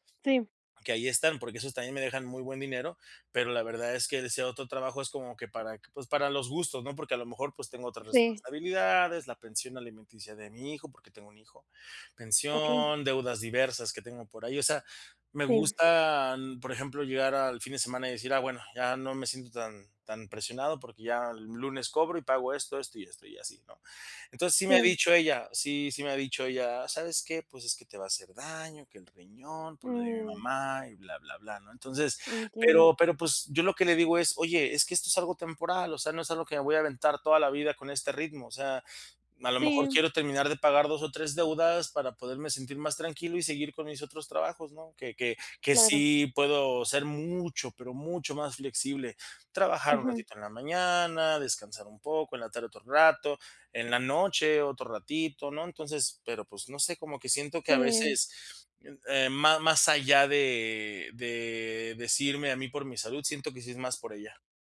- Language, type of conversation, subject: Spanish, advice, ¿Cómo puedo manejar el sentirme atacado por las críticas de mi pareja sobre mis hábitos?
- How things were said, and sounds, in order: other background noise